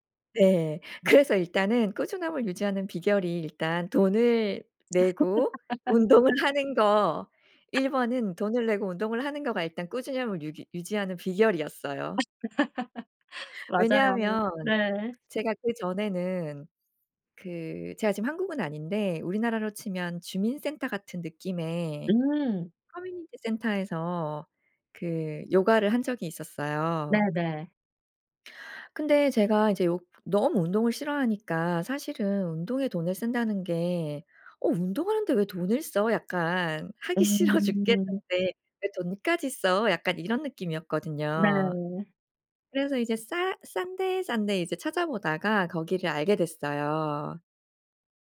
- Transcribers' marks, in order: laughing while speaking: "네. 그래서"; laugh; laughing while speaking: "운동을"; other background noise; laugh; laughing while speaking: "싫어"
- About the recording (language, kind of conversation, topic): Korean, podcast, 꾸준함을 유지하는 비결이 있나요?